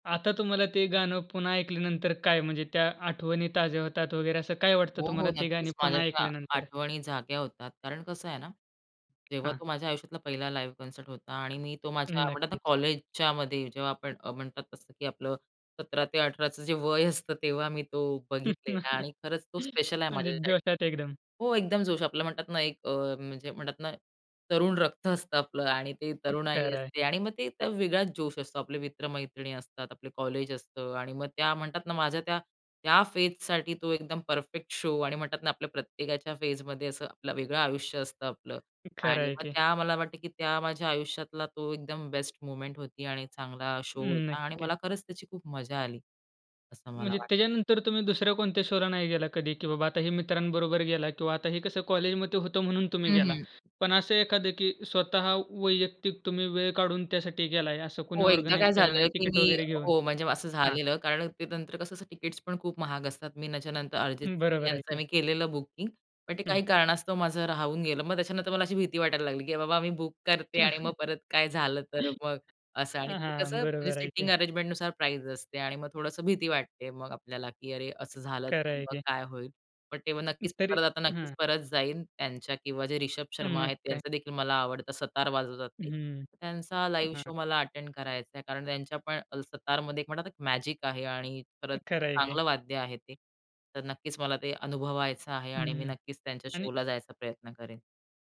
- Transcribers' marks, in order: tapping; in English: "लाईव्ह कॉन्सर्ट"; laugh; other background noise; laughing while speaking: "तरुण रक्त असतं आपलं आणि … वेगळाच जोश असतो"; in English: "फेजसाठी"; in English: "परफेक्ट शो"; in English: "फेजमध्ये"; in English: "बेस्ट मोमेंट"; in English: "शो"; in English: "ऑर्गनाइज"; laugh; in English: "बुक"; in English: "सिटींग अरेंजमेंटनुसार प्राईस"; in English: "लाईव्ह शो"; in English: "अटेंड"; in English: "मॅजिक"
- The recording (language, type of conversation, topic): Marathi, podcast, तुझं आवडतं गाणं थेट कार्यक्रमात ऐकताना तुला काय वेगळं वाटलं?